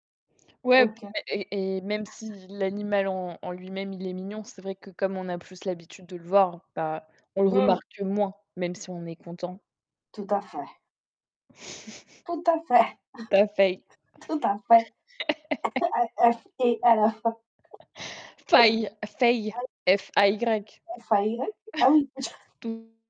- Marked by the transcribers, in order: put-on voice: "Tout à fait"; chuckle; put-on voice: "Tout à fait. Tout à fait"; chuckle; laugh; laugh; laugh; chuckle; unintelligible speech
- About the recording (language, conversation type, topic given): French, unstructured, Préférez-vous la beauté des animaux de compagnie ou celle des animaux sauvages ?